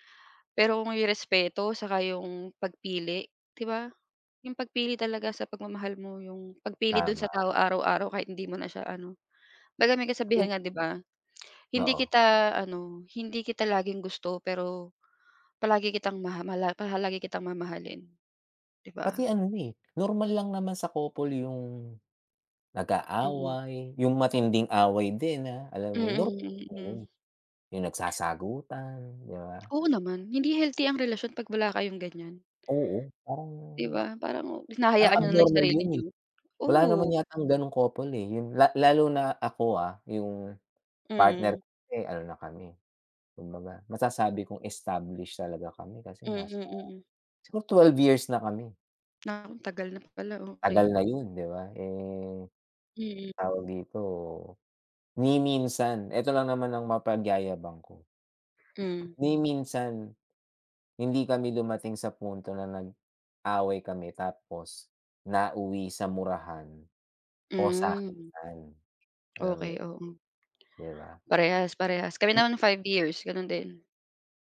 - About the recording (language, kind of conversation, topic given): Filipino, unstructured, Paano mo ipinapakita ang pagmamahal sa iyong kapareha?
- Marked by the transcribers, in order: other background noise; tapping; other noise